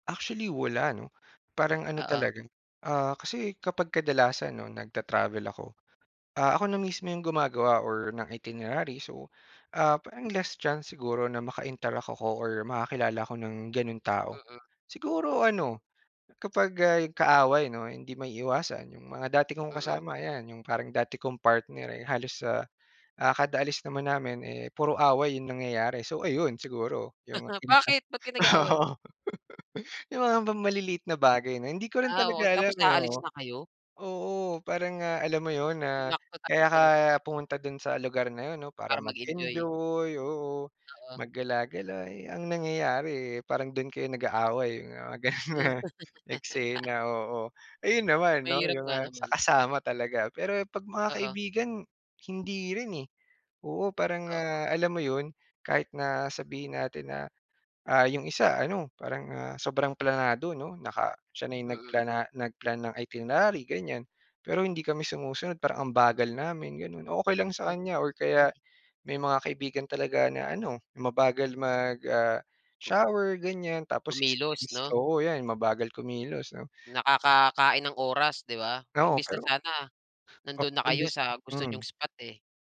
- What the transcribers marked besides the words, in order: chuckle; chuckle; chuckle; laughing while speaking: "mga ganun na eksena"; unintelligible speech; sniff
- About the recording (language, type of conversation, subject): Filipino, podcast, Ano ang mga naranasan mong hirap at saya noong nag-overnight ka sa homestay nila?